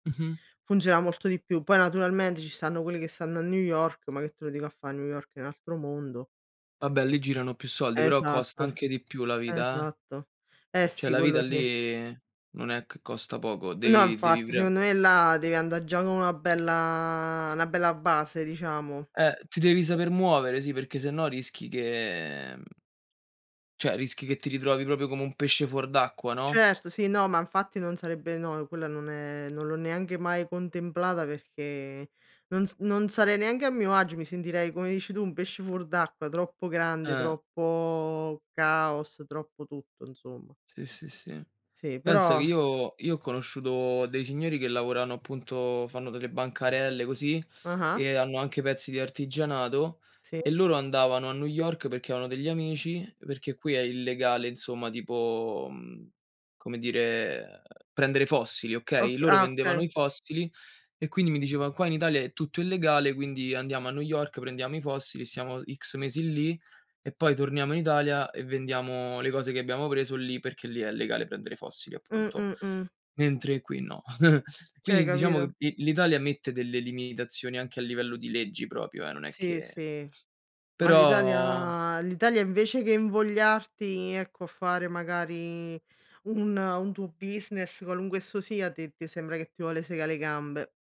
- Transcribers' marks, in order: chuckle
- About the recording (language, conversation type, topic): Italian, unstructured, Qual è un obiettivo importante che vuoi raggiungere?